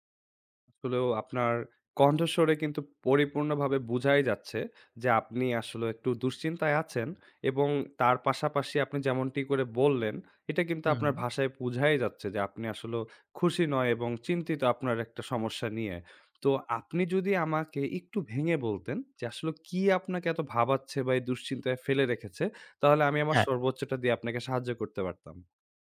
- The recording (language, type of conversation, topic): Bengali, advice, রাতে ঘুম ঠিক রাখতে কতক্ষণ পর্যন্ত ফোনের পর্দা দেখা নিরাপদ?
- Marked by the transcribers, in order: "বুঝাই" said as "পুঝাই"; "একটু" said as "ইকটু"